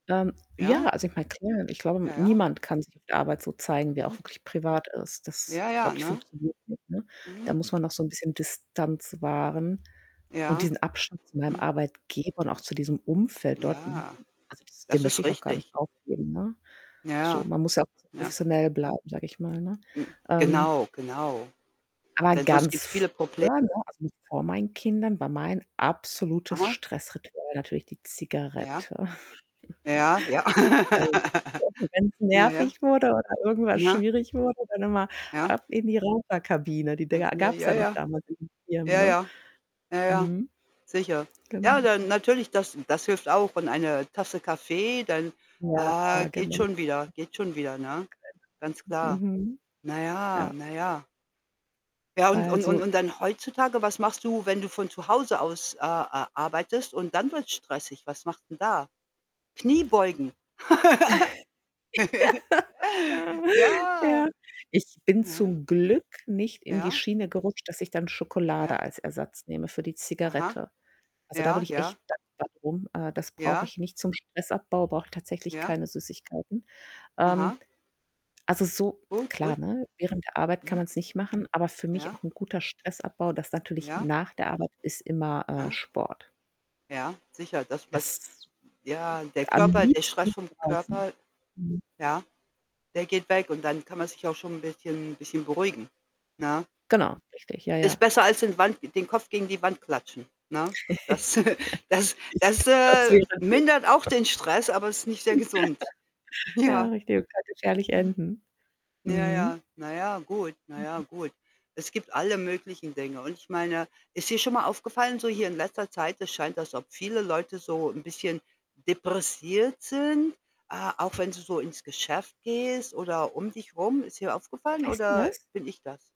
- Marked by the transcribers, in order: static; other background noise; distorted speech; chuckle; laugh; unintelligible speech; unintelligible speech; unintelligible speech; laugh; laughing while speaking: "Ja, ja"; laugh; chuckle; laugh; laughing while speaking: "Richtig, das wäre gut"; laughing while speaking: "ja"; laugh; "depressiv" said as "depressiert"
- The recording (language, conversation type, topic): German, unstructured, Was macht für dich einen guten Arbeitstag aus?